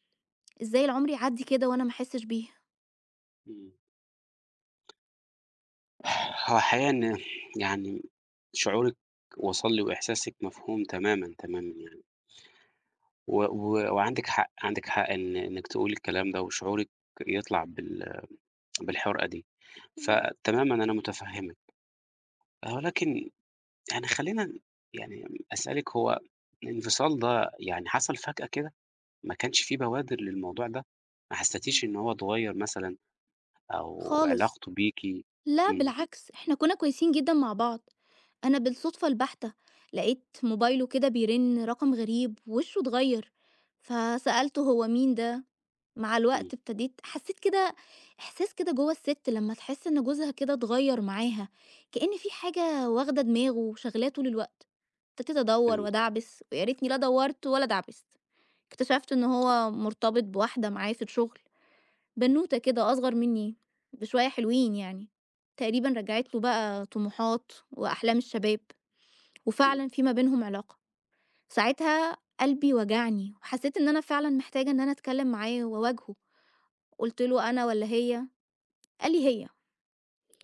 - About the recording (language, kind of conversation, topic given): Arabic, advice, إزاي بتتعامل/ي مع الانفصال بعد علاقة طويلة؟
- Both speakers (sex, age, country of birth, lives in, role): female, 30-34, Egypt, Egypt, user; male, 30-34, Egypt, Portugal, advisor
- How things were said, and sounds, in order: tapping; tsk